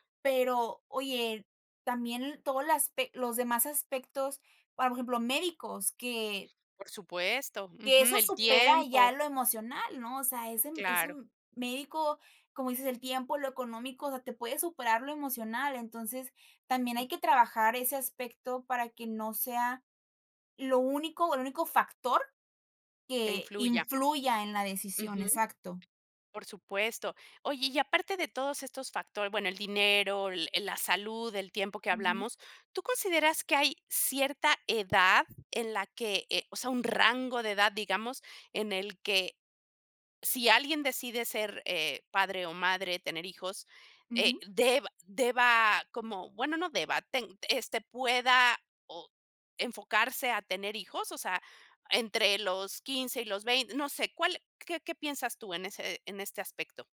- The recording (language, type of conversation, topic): Spanish, podcast, ¿Cómo decides si quieres tener hijos?
- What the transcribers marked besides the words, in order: tapping